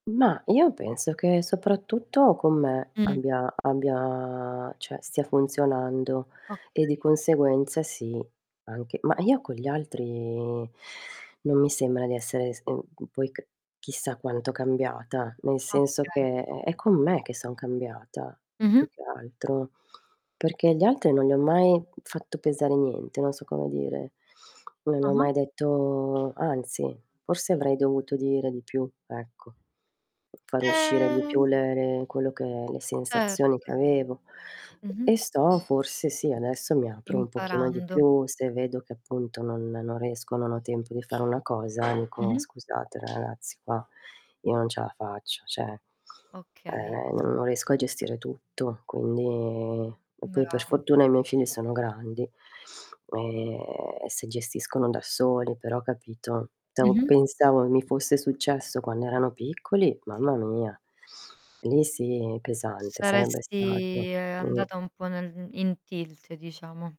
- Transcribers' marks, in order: static; tapping; drawn out: "abbia"; "cioè" said as "ceh"; distorted speech; drawn out: "altri"; drawn out: "detto"; other background noise; drawn out: "Ehm"; mechanical hum; other noise; "cioè" said as "ceh"; drawn out: "e"
- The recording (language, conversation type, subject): Italian, unstructured, Qual è il tuo approccio per migliorare la tua autostima?